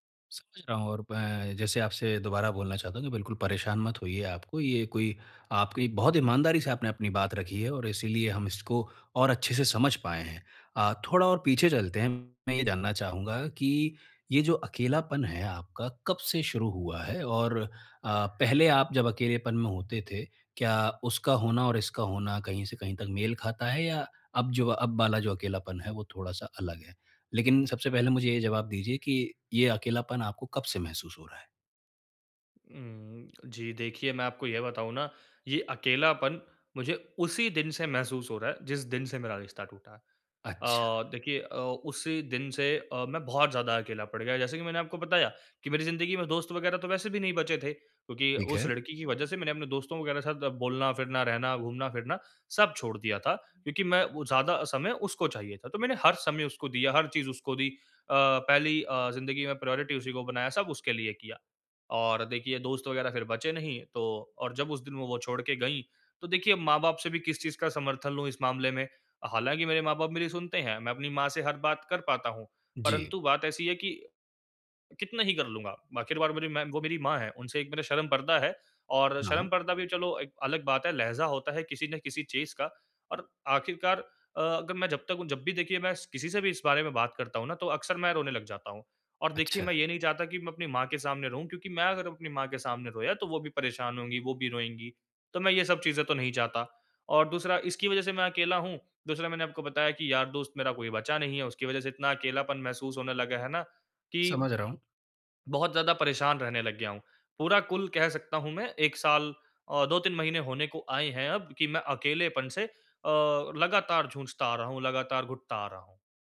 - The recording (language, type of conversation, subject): Hindi, advice, मैं समर्थन कैसे खोजूँ और अकेलेपन को कैसे कम करूँ?
- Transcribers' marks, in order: in English: "प्रायोरिटी"